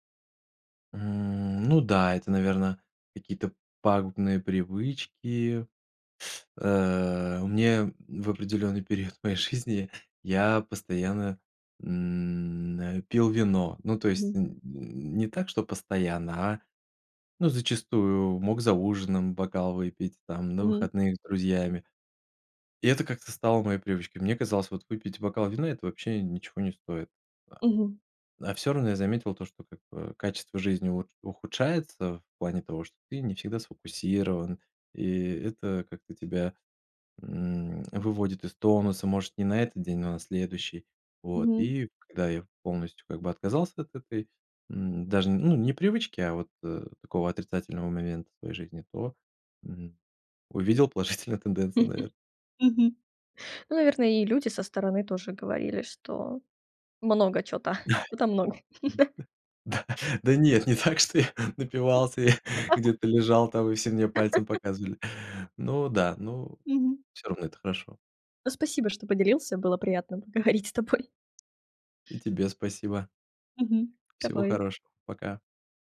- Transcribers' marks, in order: other background noise; laughing while speaking: "положительную"; laugh; chuckle; unintelligible speech; laughing while speaking: "Да, да нет, не так, что я напивался я"; laugh; laughing while speaking: "поговорить с тобой"
- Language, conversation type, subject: Russian, podcast, Как ты начинаешь менять свои привычки?